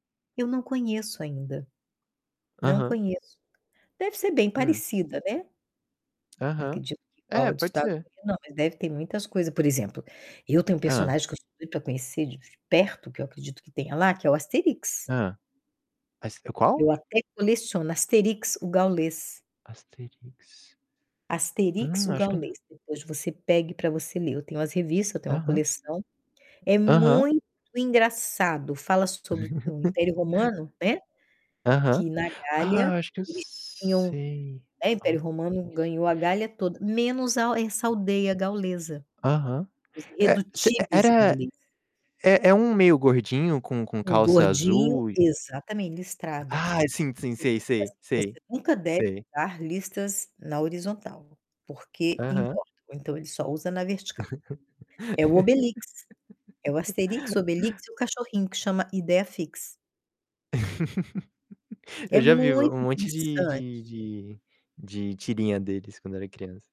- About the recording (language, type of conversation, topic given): Portuguese, unstructured, Qual foi uma viagem inesquecível que você fez com a sua família?
- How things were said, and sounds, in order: tapping; distorted speech; other background noise; chuckle; laugh; laugh